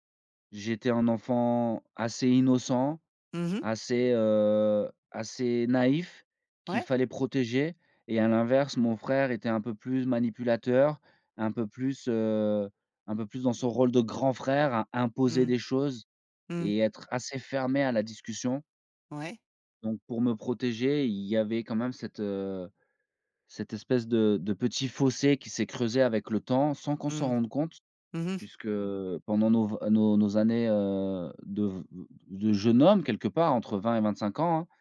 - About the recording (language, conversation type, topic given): French, podcast, Comment reconnaître ses torts et s’excuser sincèrement ?
- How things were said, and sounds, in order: drawn out: "enfant"; stressed: "grand"